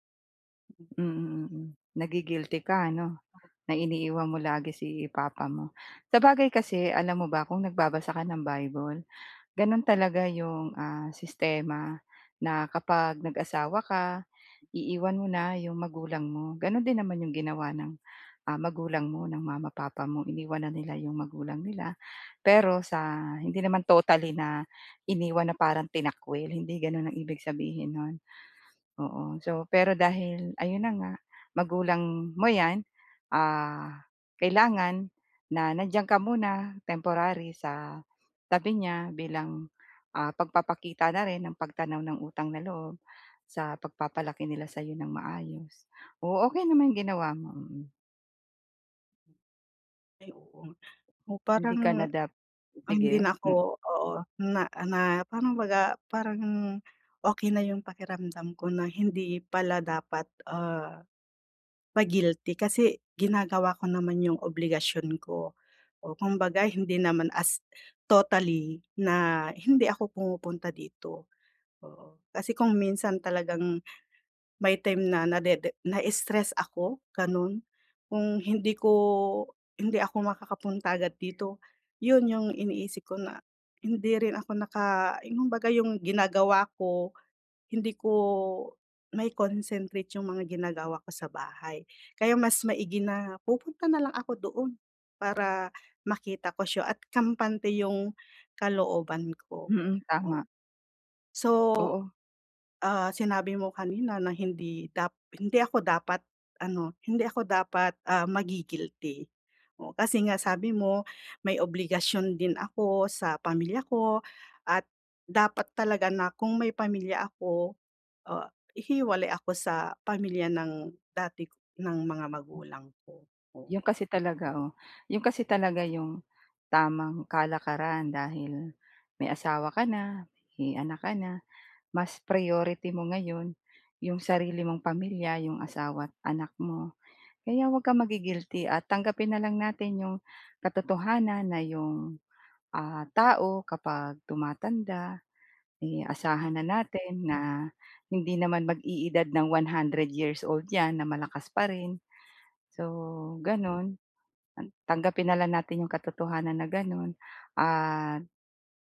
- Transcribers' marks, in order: tapping; other background noise; dog barking
- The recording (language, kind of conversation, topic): Filipino, advice, Paano ko mapapatawad ang sarili ko kahit may mga obligasyon ako sa pamilya?
- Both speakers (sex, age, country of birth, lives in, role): female, 40-44, Philippines, Philippines, user; female, 45-49, Philippines, Philippines, advisor